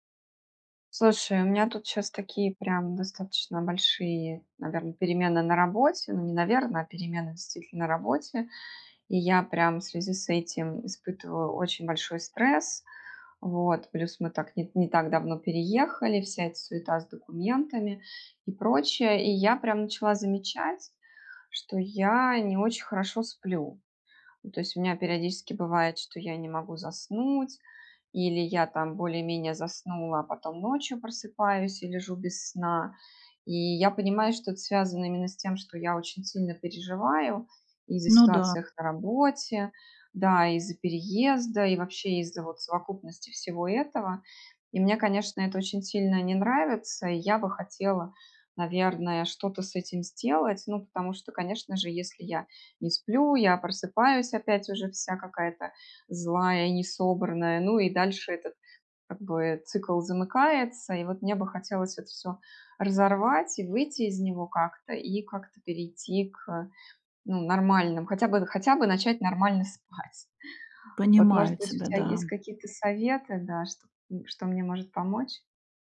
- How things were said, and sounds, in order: none
- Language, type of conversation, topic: Russian, advice, Как справиться с бессонницей из‑за вечернего стресса или тревоги?